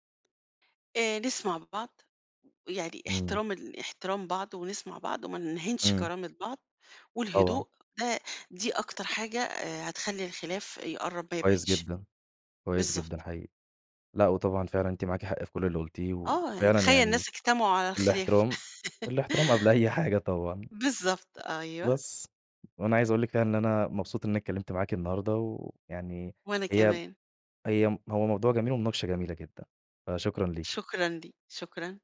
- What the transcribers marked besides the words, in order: other background noise; tapping; laughing while speaking: "قبل أي حاجة طبعًا"; laugh
- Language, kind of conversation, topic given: Arabic, podcast, إزاي نقدر نحافظ على الاحترام المتبادل رغم اختلافاتنا؟